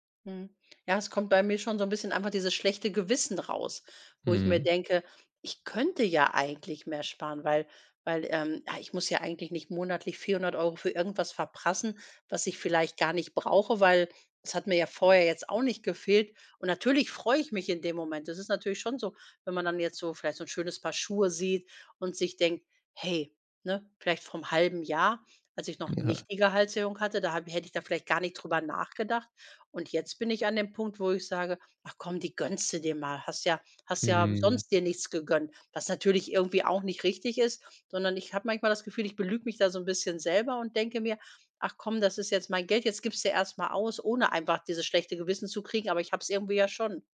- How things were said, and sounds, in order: none
- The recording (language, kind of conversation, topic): German, advice, Warum habe ich seit meiner Gehaltserhöhung weniger Lust zu sparen und gebe mehr Geld aus?